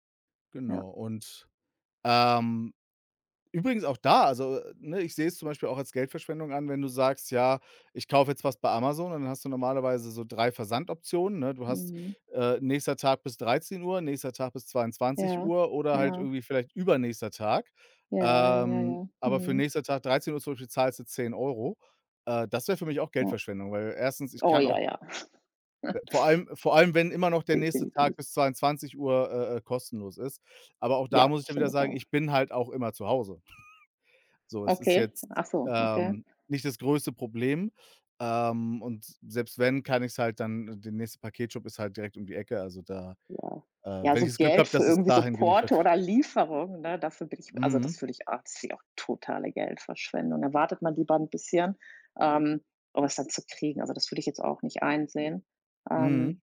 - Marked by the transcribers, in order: snort; snort
- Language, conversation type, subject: German, unstructured, Wie reagierst du, wenn du Geldverschwendung siehst?